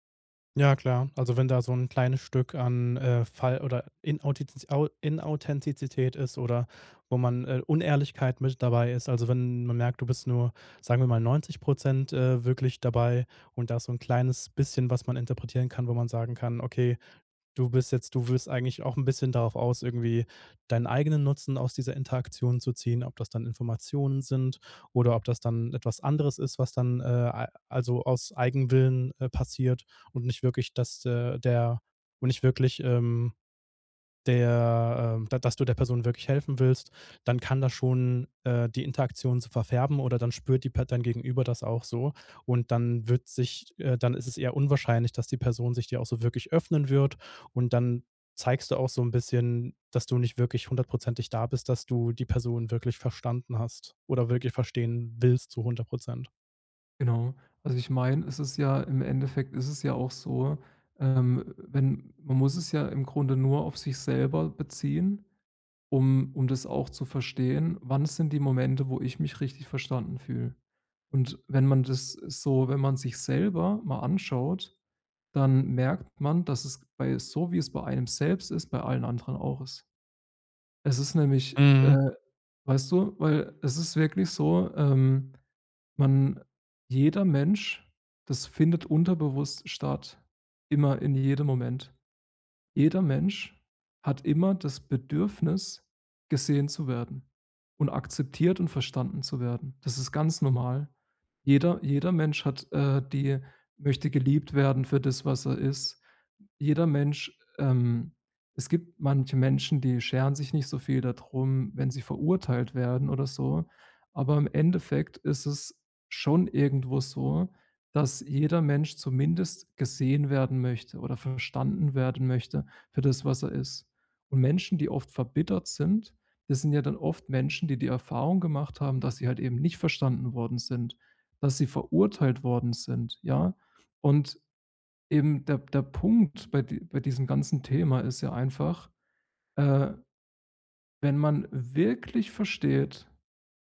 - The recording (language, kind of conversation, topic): German, podcast, Wie zeigst du, dass du jemanden wirklich verstanden hast?
- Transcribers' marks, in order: stressed: "wirklich"